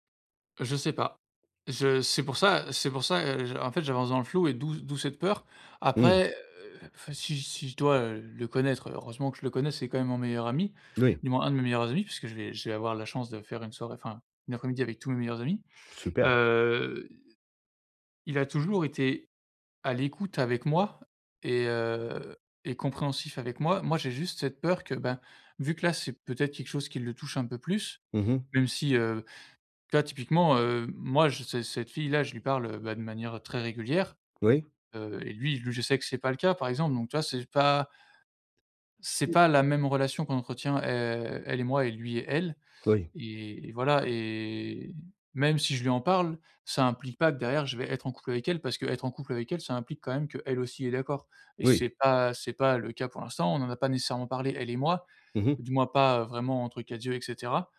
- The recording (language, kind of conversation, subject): French, advice, Comment gérer l’anxiété avant des retrouvailles ou une réunion ?
- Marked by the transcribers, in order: drawn out: "Heu"; unintelligible speech